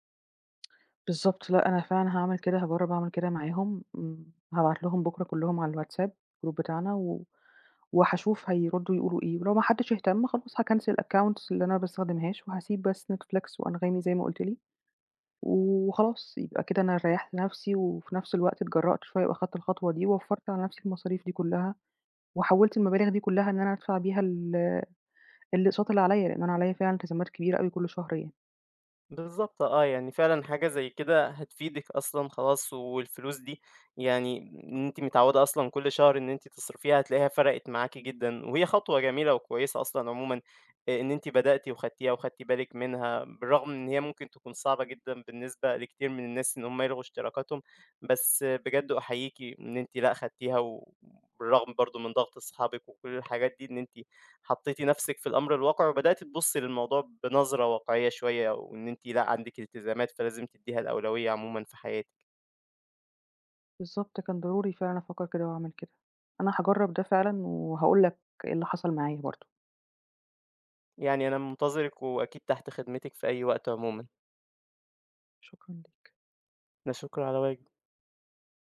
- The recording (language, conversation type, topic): Arabic, advice, إزاي أسيطر على الاشتراكات الشهرية الصغيرة اللي بتتراكم وبتسحب من ميزانيتي؟
- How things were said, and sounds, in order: in English: "group"; in English: "هاكنسل الaccounts"; tapping